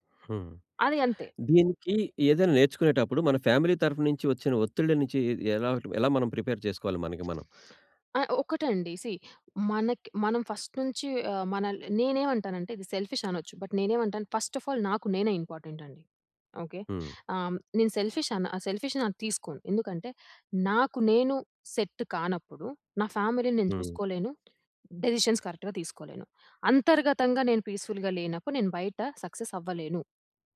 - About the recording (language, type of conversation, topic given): Telugu, podcast, జీవితాంతం నేర్చుకోవడం అంటే మీకు ఏమనిపిస్తుంది?
- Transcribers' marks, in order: in English: "ఫ్యామిలీ"; in English: "ప్రిపేర్"; other background noise; in English: "సీ"; in English: "ఫస్ట్"; in English: "సెల్ఫిష్"; in English: "బట్"; in English: "ఫస్ట్ ఆఫ్ ఆల్"; in English: "ఇంపార్టెంట్"; in English: "సెల్ఫిష్"; in English: "సెల్ఫిష్"; in English: "సెట్"; in English: "ఫ్యామిలీని"; in English: "డెసిషన్స్ కరెక్ట్‌గా"; in English: "పీస్ఫుల్‌గా"; in English: "సక్సెస్"